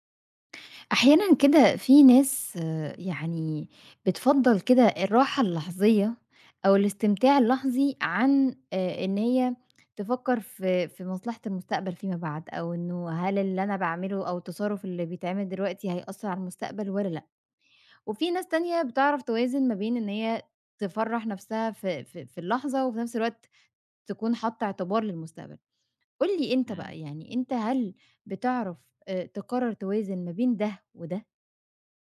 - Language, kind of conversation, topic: Arabic, podcast, إزاي بتقرر بين راحة دلوقتي ومصلحة المستقبل؟
- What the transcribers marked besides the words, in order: none